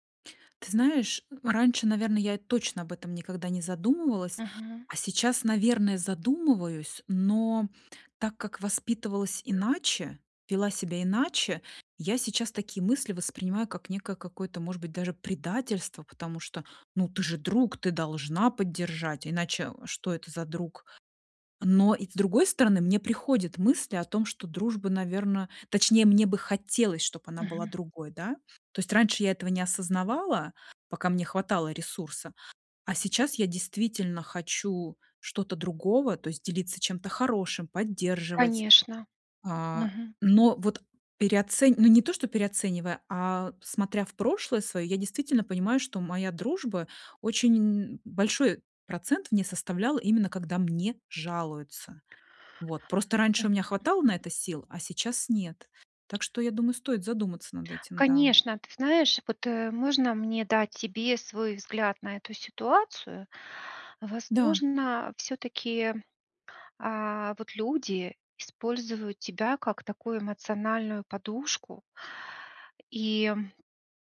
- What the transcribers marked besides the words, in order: other noise; other background noise; tapping; "используют" said as "использовуют"
- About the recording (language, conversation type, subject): Russian, advice, Как честно выразить критику, чтобы не обидеть человека и сохранить отношения?